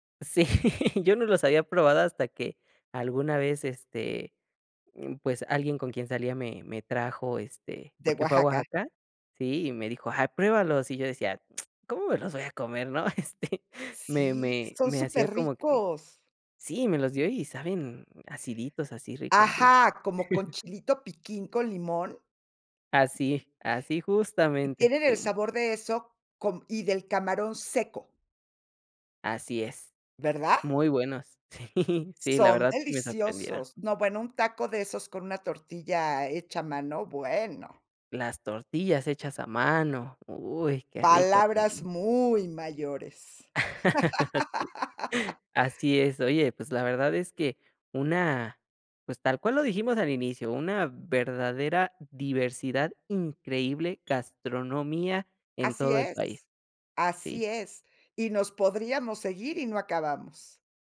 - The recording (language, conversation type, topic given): Spanish, podcast, ¿Qué comida te conecta con tus raíces?
- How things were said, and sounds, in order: laughing while speaking: "Sí"; tsk; laughing while speaking: "Este"; chuckle; laughing while speaking: "Sí"; laughing while speaking: "Sí"; laugh; other background noise